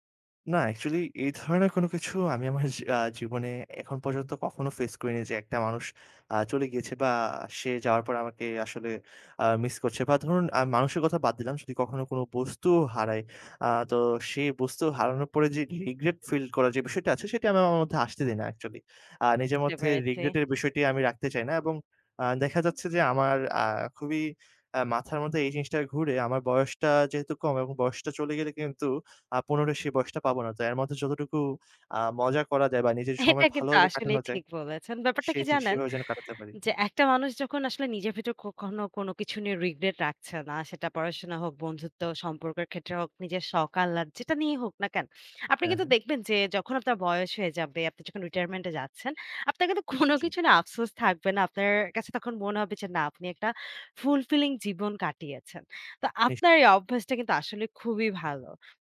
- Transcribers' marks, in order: laughing while speaking: "জীবনে"; tapping; other noise; in English: "regret"; in English: "regret"; other background noise; laughing while speaking: "এটা কিন্তু"; in English: "regret"; laughing while speaking: "কোনো কিছু নিয়ে"
- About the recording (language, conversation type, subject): Bengali, podcast, বড় কোনো ক্ষতি বা গভীর যন্ত্রণার পর আপনি কীভাবে আবার আশা ফিরে পান?